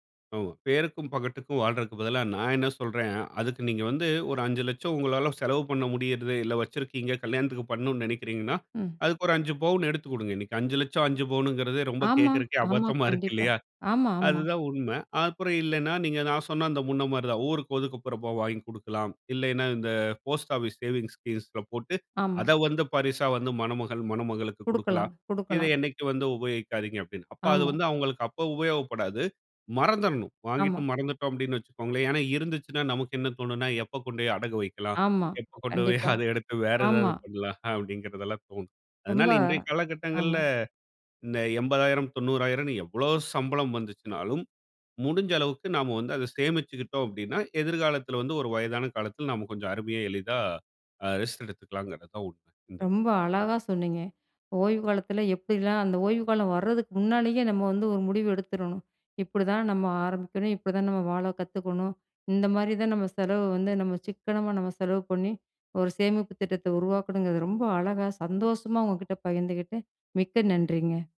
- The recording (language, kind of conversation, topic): Tamil, podcast, ஓய்வு காலத்தை கருத்தில் கொண்டு இப்போது சில விஷயங்களைத் துறக்க வேண்டுமா?
- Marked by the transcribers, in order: in English: "போஸ்ட் ஆபீஸ் சேவிங் ஸ்கீம்ஸ்ல"; chuckle; in English: "ரெஸ்ட்"